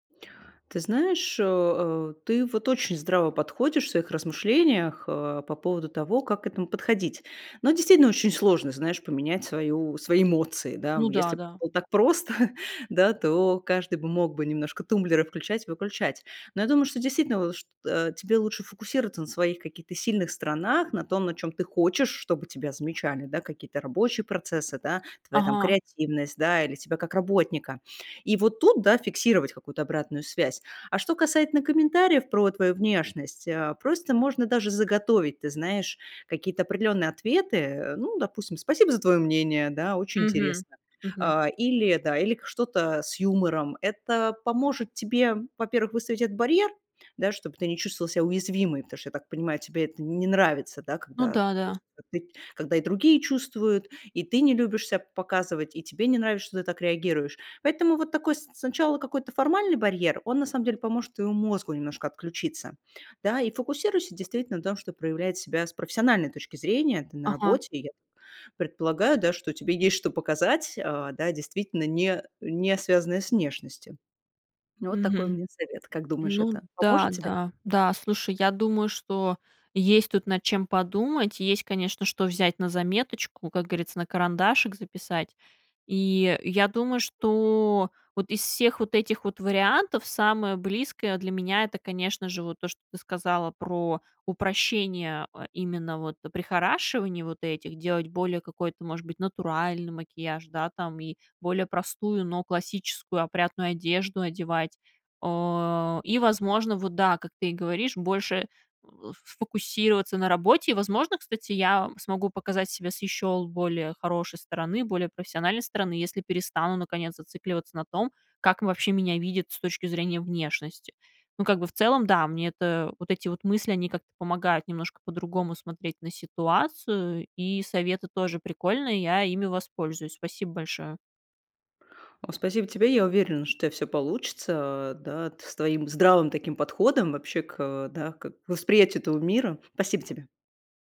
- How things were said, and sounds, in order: laughing while speaking: "так просто"; background speech; "говорится" said as "грится"
- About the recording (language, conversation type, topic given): Russian, advice, Как низкая самооценка из-за внешности влияет на вашу жизнь?